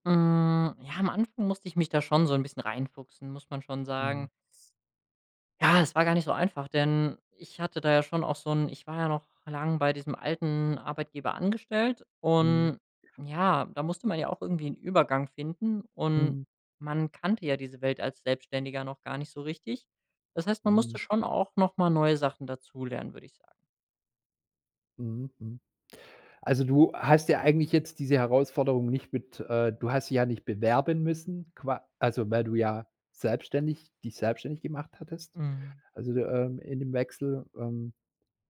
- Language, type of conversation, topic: German, podcast, Welche Fähigkeiten haben dir beim Wechsel geholfen?
- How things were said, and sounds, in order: drawn out: "Hm"